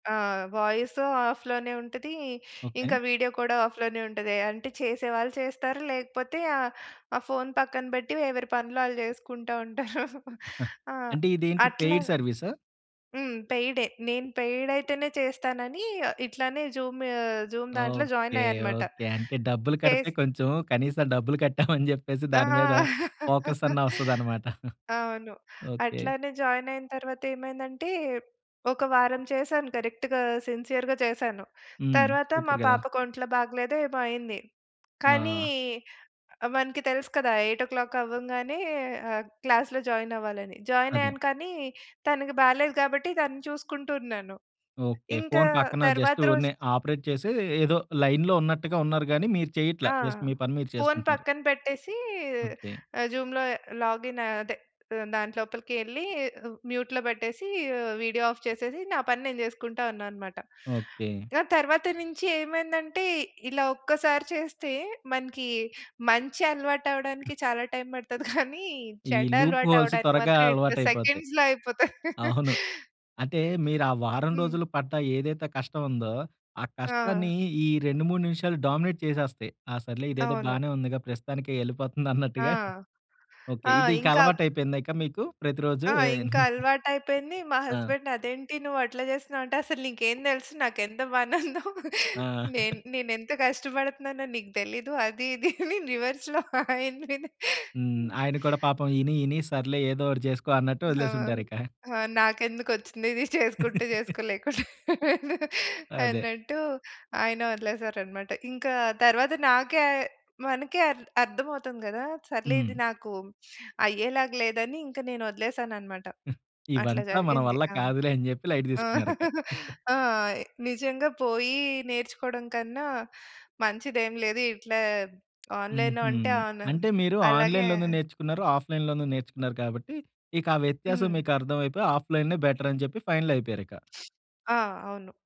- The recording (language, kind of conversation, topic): Telugu, podcast, నేర్చుకోవడానికి మీకు సరైన వనరులను మీరు ఎలా ఎంపిక చేసుకుంటారు?
- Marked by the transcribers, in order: in English: "వాయిస్"; in English: "వీడియో"; chuckle; in English: "పెయిడ్"; chuckle; tapping; in English: "పెయిడ్"; in English: "జూమ్, జూమ్"; in English: "జాయిన్"; laughing while speaking: "కట్టాం అని జేప్పేసి దాని మీద ఫోకస్ అన్న ఒస్తదన్నమాట"; chuckle; in English: "ఫోకస్"; in English: "కరెక్ట్‌గా సిన్సియర్‌గా"; in English: "సూపర్"; in English: "ఎయిట్ ఓ క్లాక్"; in English: "క్లాస్‌లో జాయిన్"; in English: "జాయిన్"; in English: "జస్ట్"; in English: "ఆపరేట్"; in English: "లైన్‌లో"; in English: "జస్ట్"; in English: "జూమ్‌లో లాగిన్"; in English: "మ్యూట్‌లో"; in English: "వీడియో ఆఫ్"; other background noise; chuckle; in English: "లూప్ హోల్స్"; in English: "సెకండ్స్‌లో"; laughing while speaking: "అవును"; laugh; in English: "డామినేట్"; laughing while speaking: "ఎళ్ళిపోతుందన్నట్టుగా"; chuckle; in English: "హస్బెండ్"; laughing while speaking: "పనుందో"; chuckle; laughing while speaking: "అని రివర్స్‌లో అయిన మీదే"; in English: "రివర్స్‌లో"; laughing while speaking: "నాకెందుకొచ్చింది ఇది చేసుకుంటే చేసుకో లేకపోతే"; laugh; chuckle; in English: "లైట్"; chuckle; laugh; in English: "ఆన్లైన్‌లో"; in English: "ఆన్"; in English: "బెటర్"; in English: "ఫైనల్"; sniff